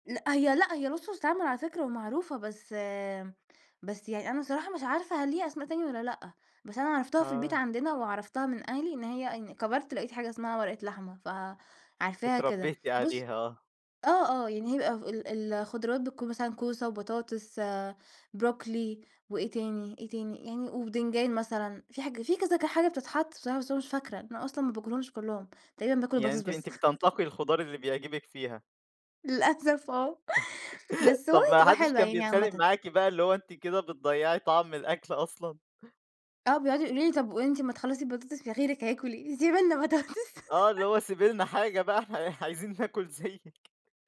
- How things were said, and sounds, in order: chuckle; laughing while speaking: "سِيبي لنا بطاطس"; chuckle; laughing while speaking: "حاجة بقى إحنا عايزين ناكل زيِّك"
- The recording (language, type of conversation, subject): Arabic, podcast, إيه أكلة العيلة التقليدية اللي اتربّيت عليها؟